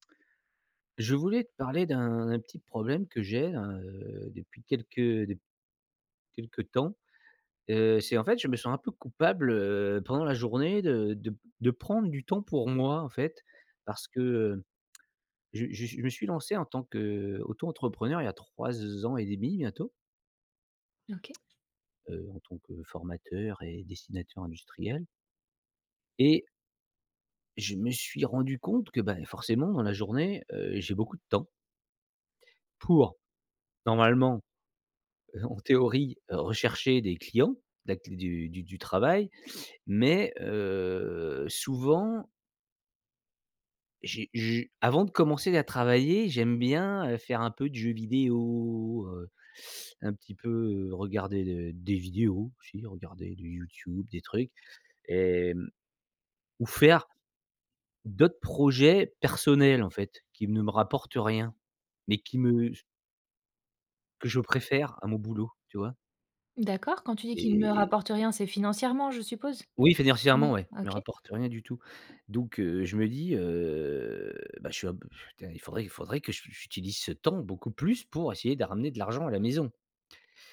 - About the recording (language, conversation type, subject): French, advice, Pourquoi est-ce que je me sens coupable de prendre du temps pour moi ?
- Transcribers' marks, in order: tsk; other background noise; tapping; stressed: "pour"; laughing while speaking: "en"; drawn out: "heu"; drawn out: "vidéo"; stressed: "personnels"; drawn out: "Heu"; "tient" said as "tin"; stressed: "plus"